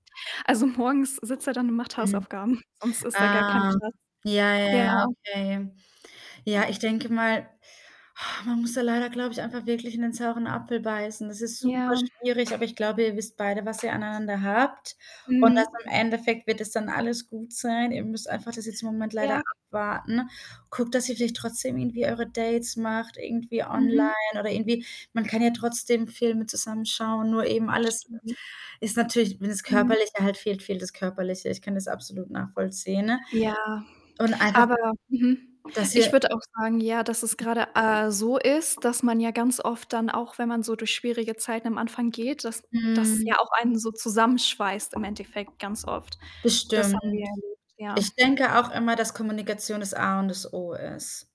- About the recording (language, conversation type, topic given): German, advice, Wie geht es dir in einer Fernbeziehung, in der ihr euch nur selten besuchen könnt?
- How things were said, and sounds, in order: laughing while speaking: "morgens"; tapping; distorted speech; sigh; other background noise